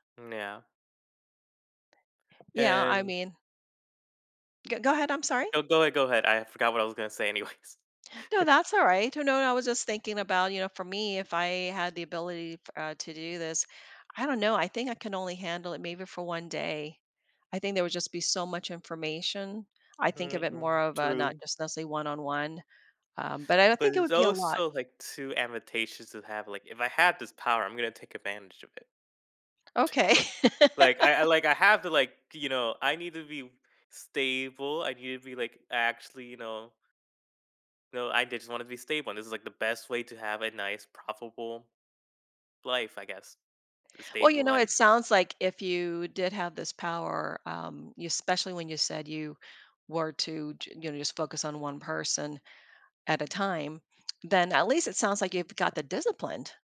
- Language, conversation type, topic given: English, unstructured, How might having the ability to read minds affect your daily life and relationships?
- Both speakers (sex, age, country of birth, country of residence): female, 55-59, Philippines, United States; male, 20-24, United States, United States
- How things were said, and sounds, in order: tapping; chuckle; chuckle